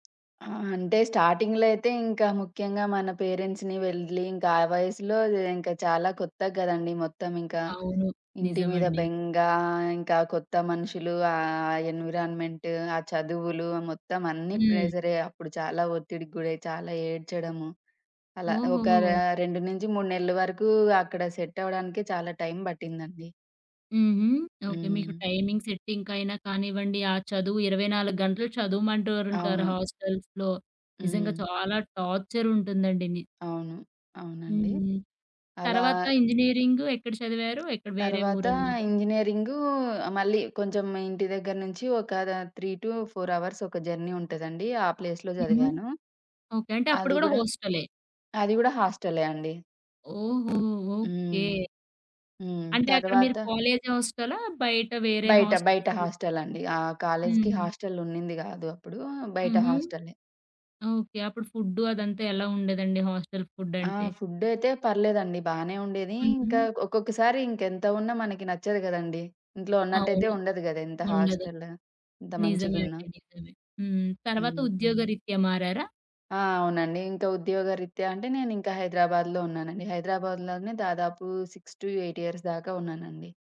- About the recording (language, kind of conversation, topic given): Telugu, podcast, కొత్త ఊరికి వెళ్లిన తర్వాత మీ జీవితం ఎలా మారిందో చెప్పగలరా?
- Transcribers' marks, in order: tapping; in English: "స్టార్టింగ్‌లో"; in English: "పేరెంట్స్‌ని"; in English: "ఎన్విరాన్‌మెంట్"; in English: "సెట్"; in English: "టైమింగ్ సెట్టింగ్‌కైనా"; in English: "హాస్టల్స్‌లో"; in English: "టార్చర్"; in English: "త్రీ టు ఫోర్ అవర్స్"; in English: "జర్నీ"; in English: "ప్లేస్‌లో"; other background noise; in English: "హాస్టల్"; in English: "హాస్టల్"; in English: "హాస్టల్ ఫుడ్"; in English: "ఫుడ్"; in English: "హాస్టల్"; in English: "సిక్స్ టు ఎయిట్ ఇయర్స్"